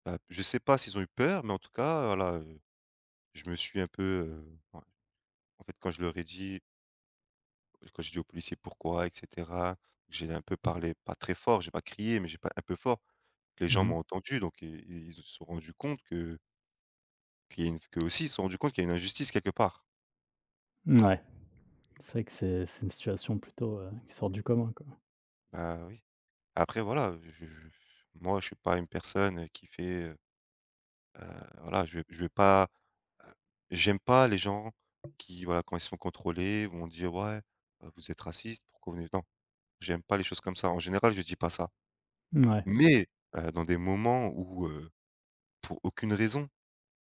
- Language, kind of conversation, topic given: French, unstructured, Comment réagis-tu face à l’injustice ?
- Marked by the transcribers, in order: tapping; unintelligible speech; stressed: "Mais"